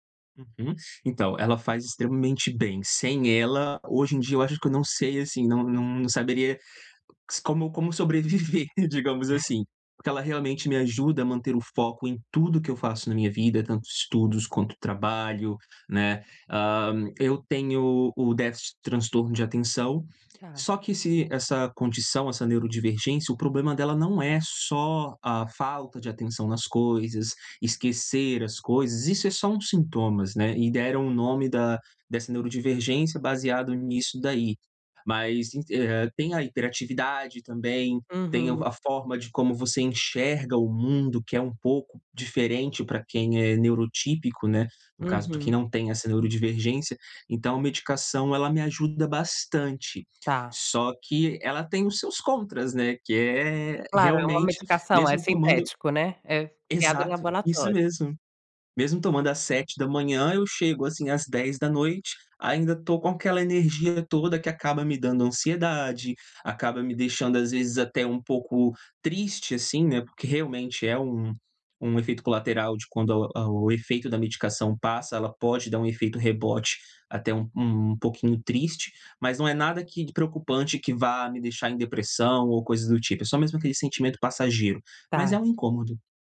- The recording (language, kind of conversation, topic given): Portuguese, advice, Como posso recuperar a calma depois de ficar muito ansioso?
- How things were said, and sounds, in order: other noise